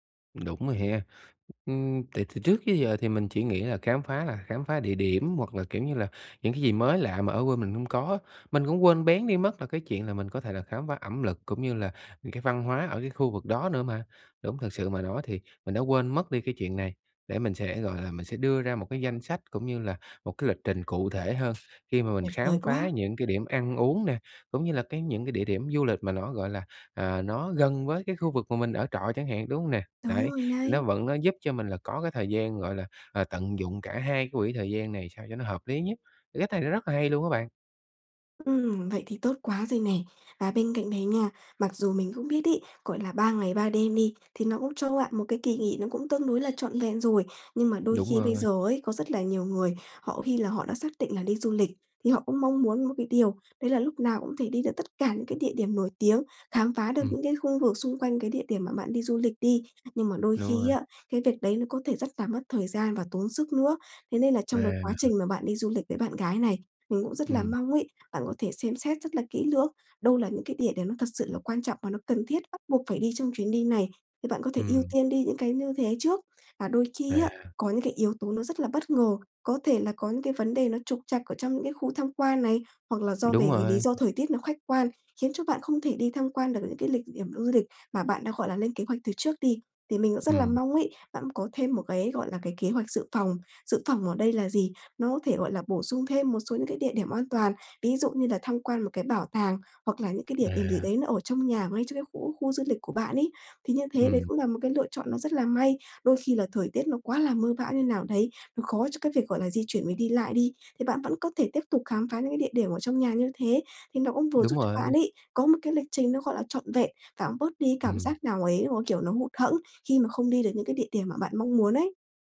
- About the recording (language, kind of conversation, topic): Vietnamese, advice, Làm sao để cân bằng giữa nghỉ ngơi và khám phá khi đi du lịch?
- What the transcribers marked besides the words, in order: other background noise; tapping